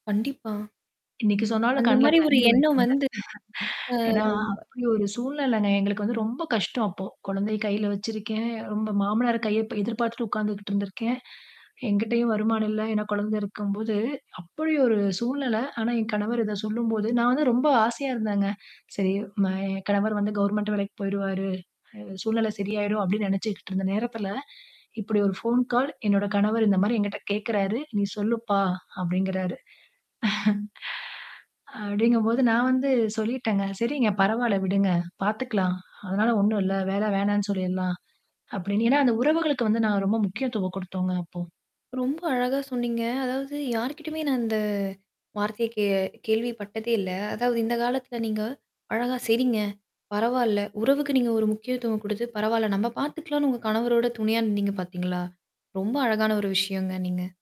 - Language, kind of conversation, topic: Tamil, podcast, தோல்வி வந்தபோது மீண்டும் எழுச்சியடைய என்ன செய்கிறீர்கள்?
- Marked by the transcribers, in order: static; distorted speech; chuckle; in English: "கவர்ன்மென்ட்"; in English: "ஃபோன் கால்"; chuckle; sigh; mechanical hum; tapping